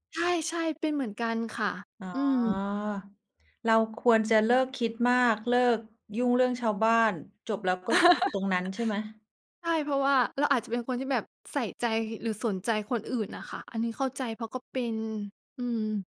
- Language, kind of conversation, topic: Thai, unstructured, คุณจัดการกับความเครียดในชีวิตประจำวันอย่างไร?
- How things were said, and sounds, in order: laugh